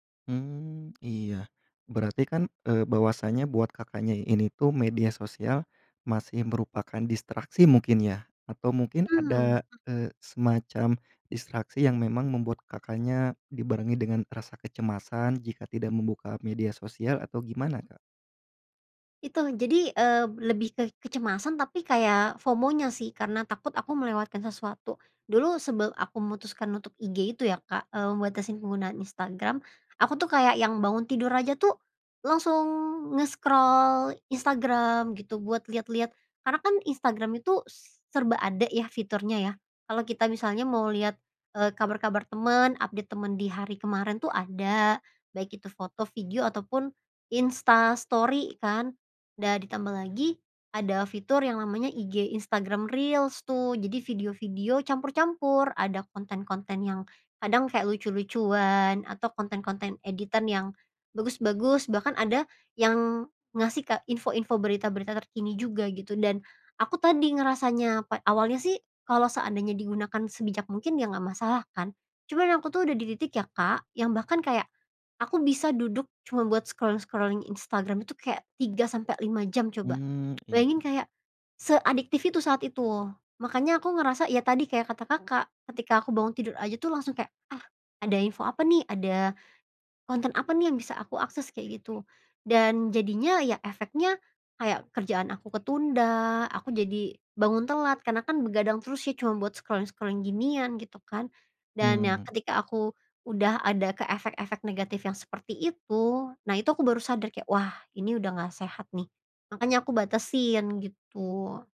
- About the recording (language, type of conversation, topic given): Indonesian, podcast, Menurutmu, apa batasan wajar dalam menggunakan media sosial?
- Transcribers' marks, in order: in English: "FOMO-nya"; in English: "nge-scroll"; in English: "update"; in English: "scrolling-scrolling"; in English: "scrolling-scrolling"